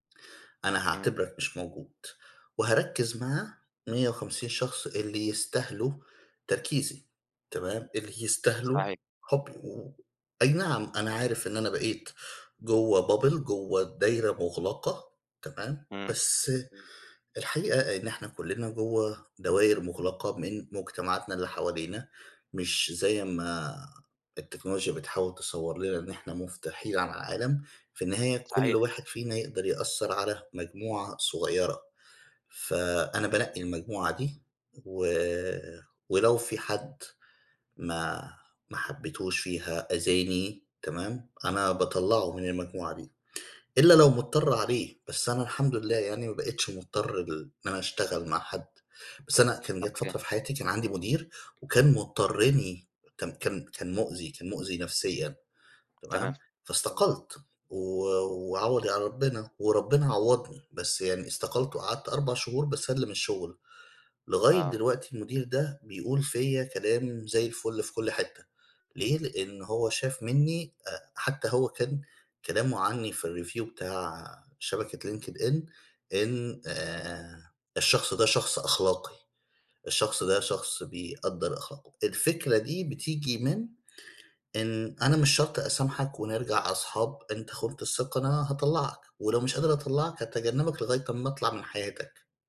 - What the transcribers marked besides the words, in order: other noise; in English: "bubble"; in English: "الreview"
- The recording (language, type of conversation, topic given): Arabic, unstructured, هل تقدر تسامح حد آذاك جامد؟